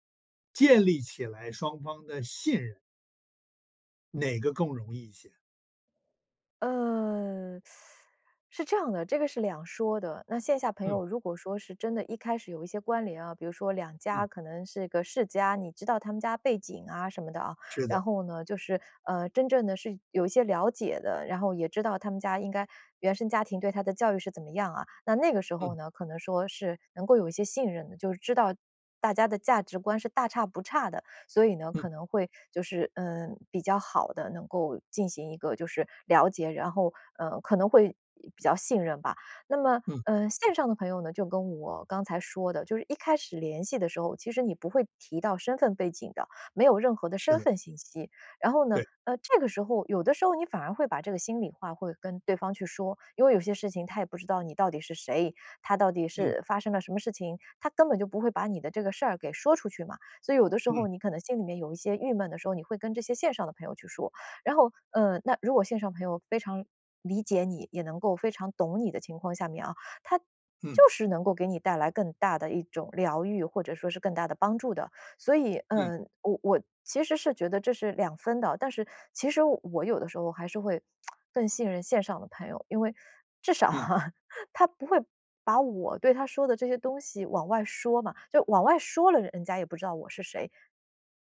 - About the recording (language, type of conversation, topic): Chinese, podcast, 你怎么看线上朋友和线下朋友的区别？
- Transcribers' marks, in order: teeth sucking; lip smack; teeth sucking; laughing while speaking: "啊"